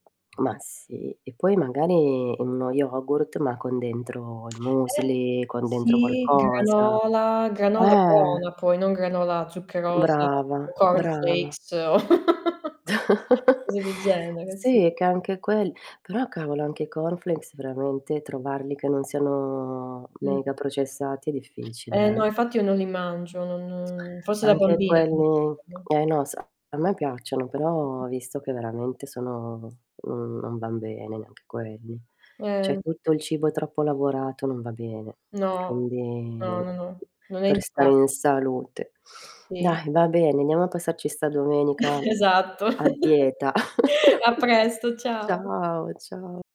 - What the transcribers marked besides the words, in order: tapping; static; distorted speech; in German: "Müsli"; in English: "corn flakes"; chuckle; in English: "corn flakes"; drawn out: "siano"; other background noise; tongue click; drawn out: "quindi"; chuckle; laugh; chuckle
- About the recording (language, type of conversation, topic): Italian, unstructured, Come scegli i pasti quotidiani per sentirti pieno di energia?